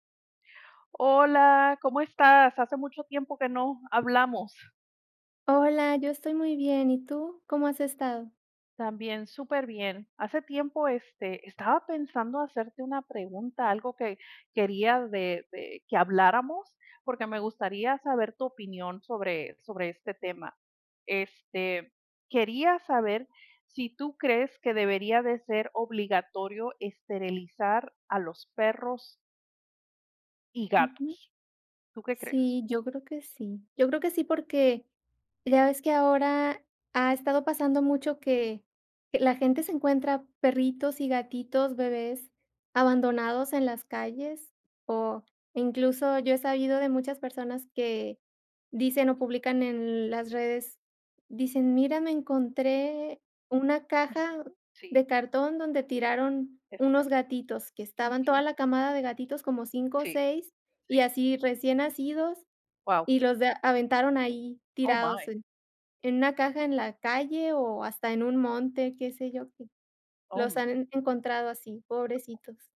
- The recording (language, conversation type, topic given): Spanish, unstructured, ¿Debería ser obligatorio esterilizar a los perros y gatos?
- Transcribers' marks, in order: other background noise; in English: "Oh, my"; in English: "Oh, my"